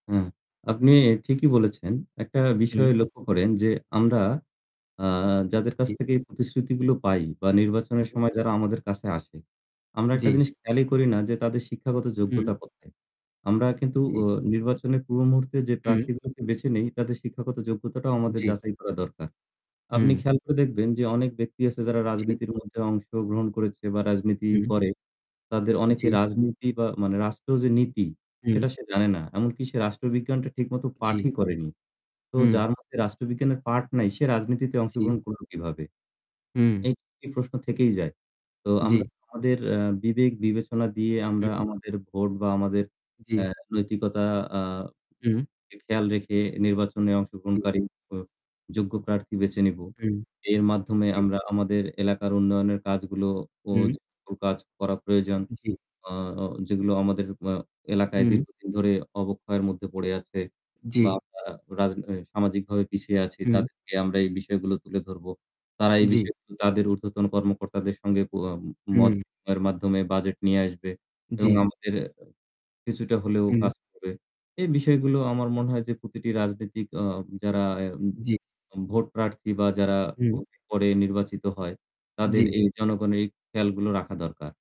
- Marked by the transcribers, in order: static; tapping; distorted speech
- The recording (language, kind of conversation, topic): Bengali, unstructured, আপনি কি মনে করেন রাজনৈতিক প্রতিশ্রুতিগুলো সত্যিই পালন করা হয়?